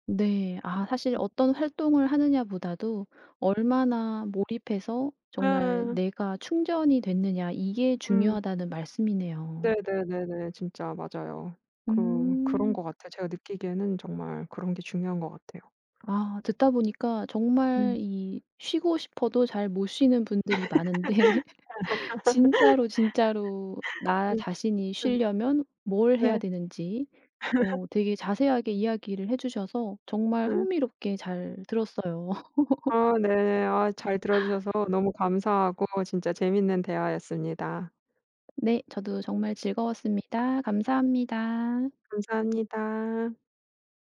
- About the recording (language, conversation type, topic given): Korean, podcast, 쉬는 날을 진짜로 쉬려면 어떻게 하세요?
- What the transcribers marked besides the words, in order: other background noise; tapping; laugh; laughing while speaking: "많은데"; laugh; laugh; laugh